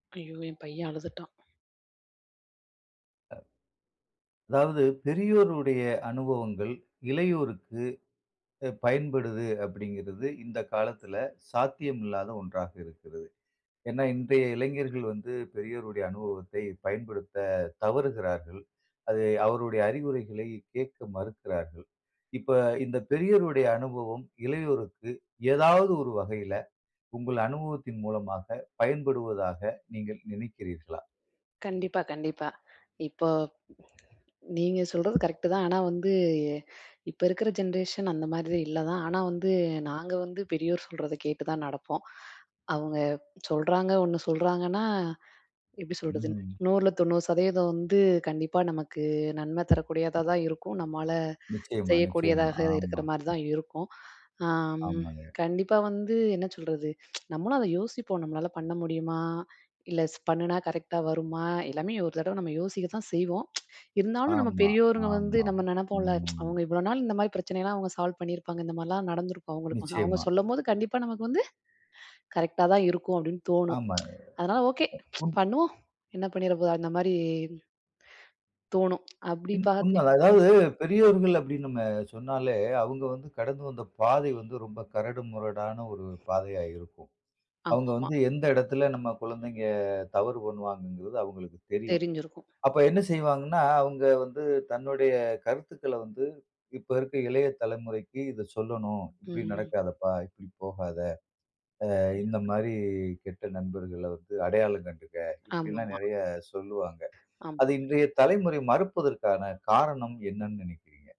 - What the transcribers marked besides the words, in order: other noise; other background noise; tsk; tsk; tsk; in English: "சால்வ்"; tsk
- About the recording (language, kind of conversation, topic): Tamil, podcast, பெரியோரின் அனுபவத்தையும் இளையோரின் ஆக்கப்பூர்வத்தையும் இணைத்து நடைமுறையில் எப்படி பயன்படுத்தலாம்?